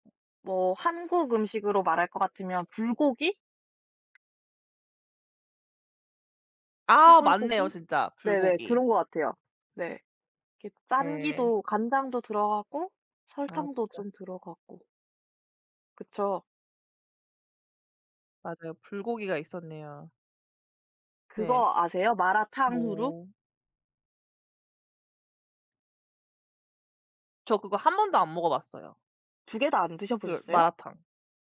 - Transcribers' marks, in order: other background noise; tapping
- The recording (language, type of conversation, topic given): Korean, unstructured, 단맛과 짠맛 중 어떤 맛을 더 좋아하시나요?